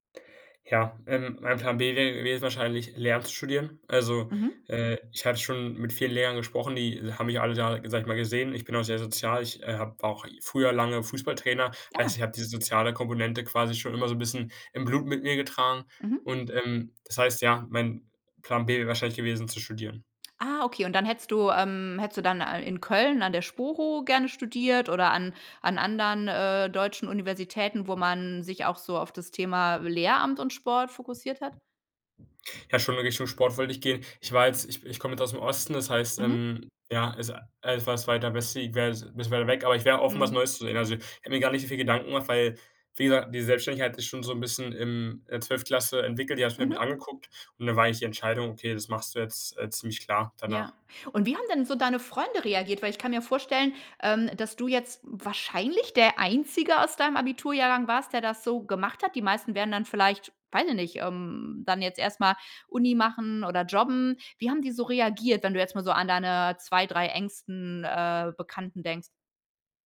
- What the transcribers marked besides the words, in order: tapping
- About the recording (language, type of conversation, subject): German, podcast, Wie entscheidest du, welche Chancen du wirklich nutzt?